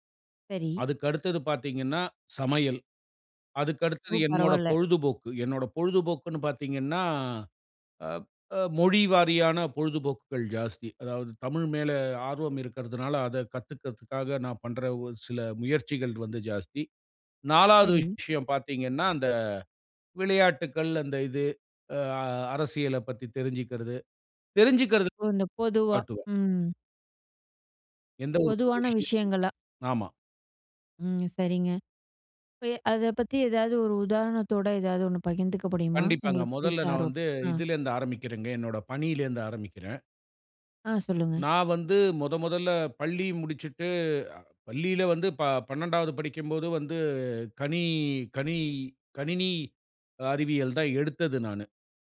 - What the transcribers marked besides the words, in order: other background noise
- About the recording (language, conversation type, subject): Tamil, podcast, உங்களுக்குப் பிடித்த ஆர்வப்பணி எது, அதைப் பற்றி சொல்லுவீர்களா?